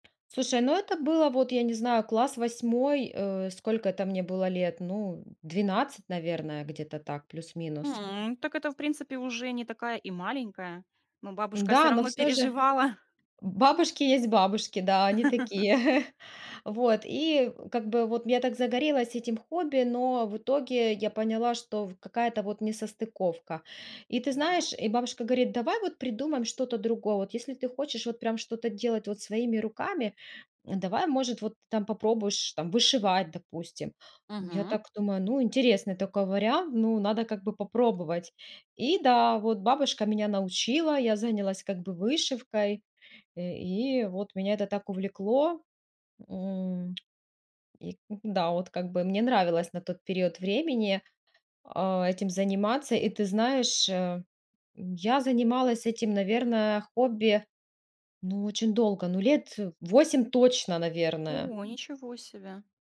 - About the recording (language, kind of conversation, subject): Russian, podcast, Есть ли у тебя забавная история, связанная с твоим хобби?
- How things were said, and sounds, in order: tapping; other background noise; laughing while speaking: "переживала"; laugh; chuckle